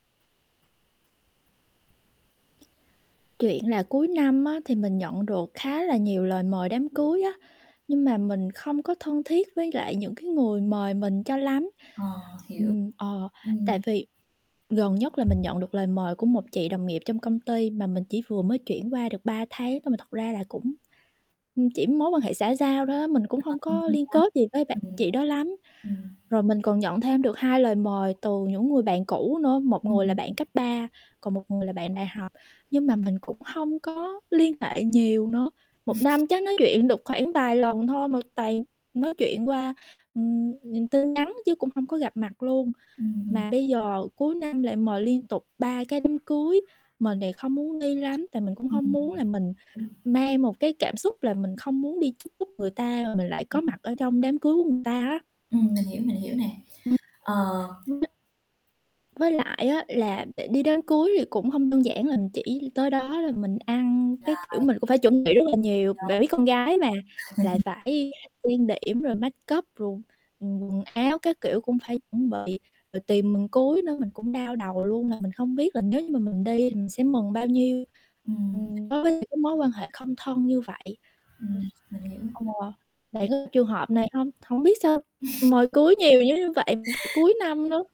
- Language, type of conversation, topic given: Vietnamese, advice, Làm sao để từ chối lời mời một cách khéo léo mà không làm người khác phật lòng?
- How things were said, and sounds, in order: tapping; static; other background noise; unintelligible speech; distorted speech; chuckle; unintelligible speech; unintelligible speech; laugh; in English: "make up"; "rồi" said as "ruồng"; mechanical hum; unintelligible speech; chuckle